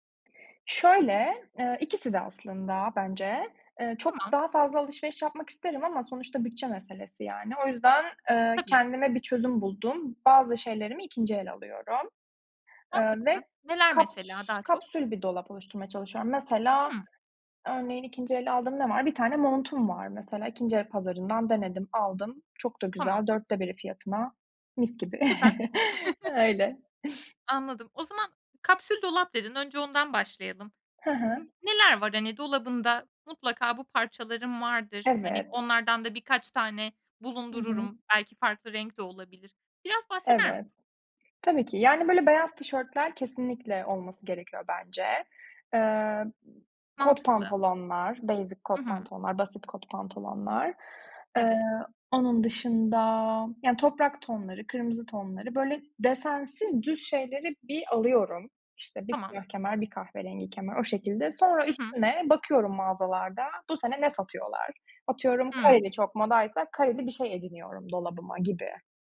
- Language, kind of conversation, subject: Turkish, podcast, Trendlerle kişisel tarzını nasıl dengeliyorsun?
- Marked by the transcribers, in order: other background noise; chuckle; other noise; in English: "basic"